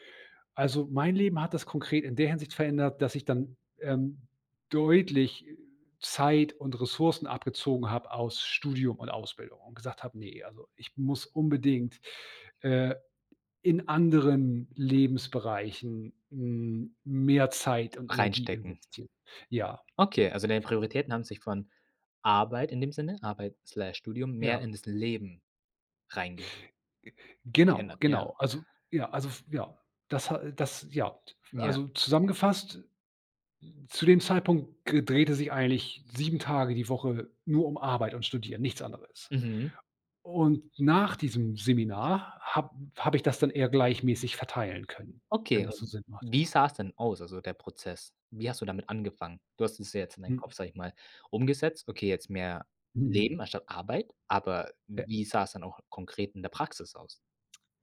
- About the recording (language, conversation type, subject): German, podcast, Welche Erfahrung hat deine Prioritäten zwischen Arbeit und Leben verändert?
- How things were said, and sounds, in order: in English: "Slash"